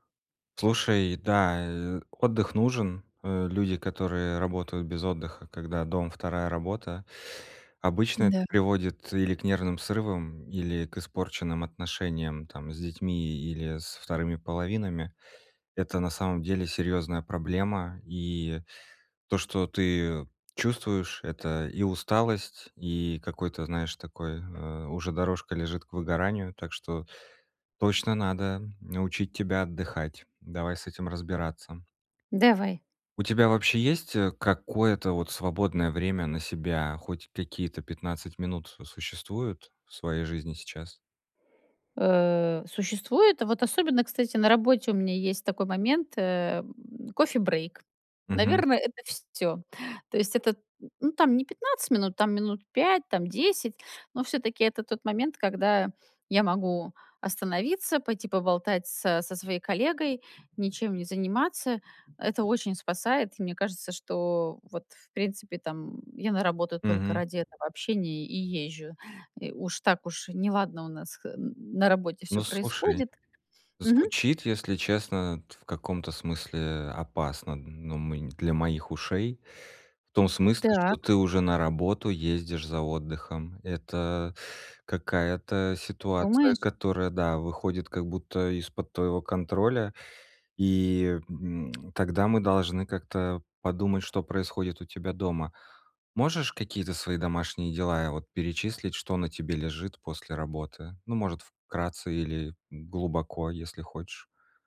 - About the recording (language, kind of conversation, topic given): Russian, advice, Как мне лучше распределять время между работой и отдыхом?
- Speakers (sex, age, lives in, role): female, 40-44, United States, user; male, 35-39, Estonia, advisor
- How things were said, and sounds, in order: tapping; in English: "coffee break"